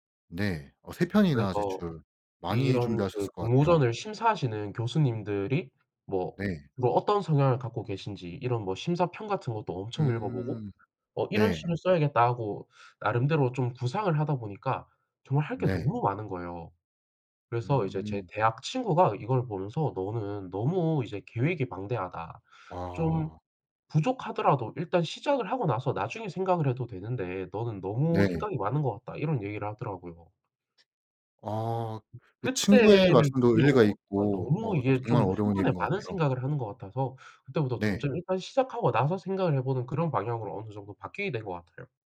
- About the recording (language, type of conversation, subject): Korean, podcast, 완벽주의가 창작에 어떤 영향을 미친다고 생각하시나요?
- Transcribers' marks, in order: none